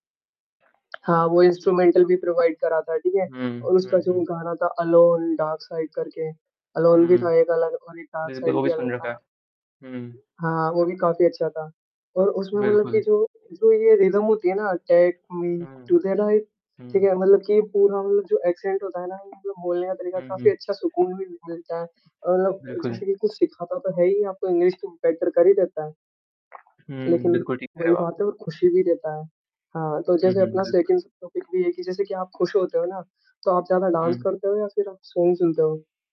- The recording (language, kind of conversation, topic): Hindi, unstructured, संगीत सुनने और नृत्य करने में से आपको किससे अधिक खुशी मिलती है?
- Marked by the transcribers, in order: static; in English: "इंस्ट्रूमेंटल"; in English: "प्रोवाइड"; distorted speech; in English: "रिदम"; in English: "टाइप"; in English: "एक्सेंट"; tapping; in English: "सेकंड टॉपिक"; in English: "डांस"; in English: "सॉन्ग"